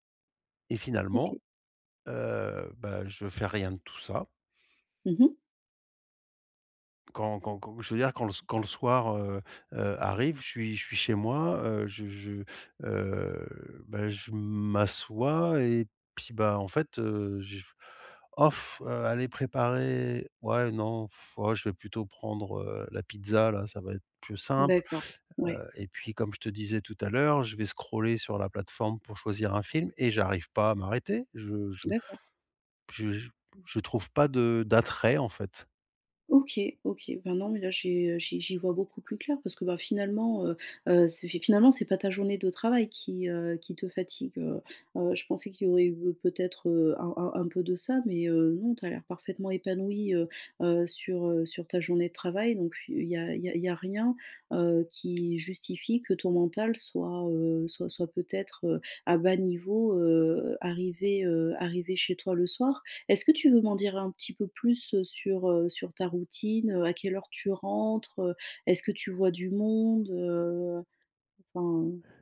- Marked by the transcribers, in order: other background noise; blowing; blowing; tapping
- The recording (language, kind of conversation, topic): French, advice, Pourquoi je n’ai pas d’énergie pour regarder ou lire le soir ?